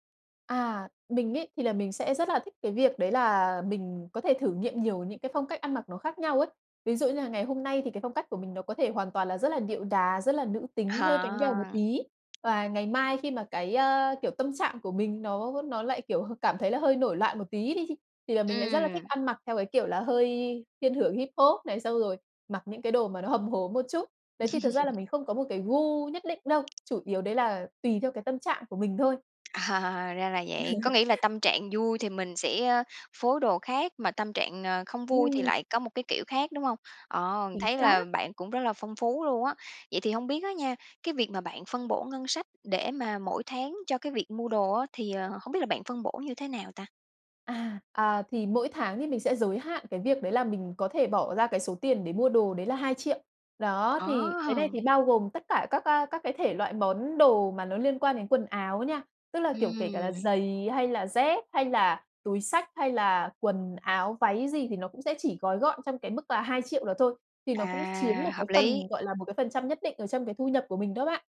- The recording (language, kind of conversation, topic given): Vietnamese, podcast, Bạn có bí quyết nào để mặc đẹp mà vẫn tiết kiệm trong điều kiện ngân sách hạn chế không?
- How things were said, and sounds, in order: tapping; laugh; laughing while speaking: "Ờ"; laugh